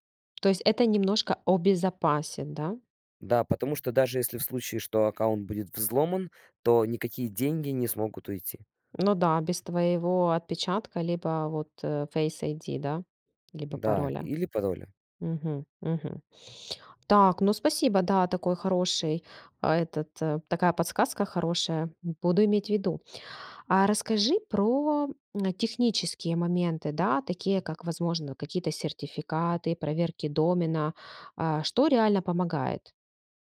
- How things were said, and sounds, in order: tapping; other background noise; in English: "Face ID"; drawn out: "про"
- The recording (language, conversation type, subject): Russian, podcast, Как отличить надёжный сайт от фейкового?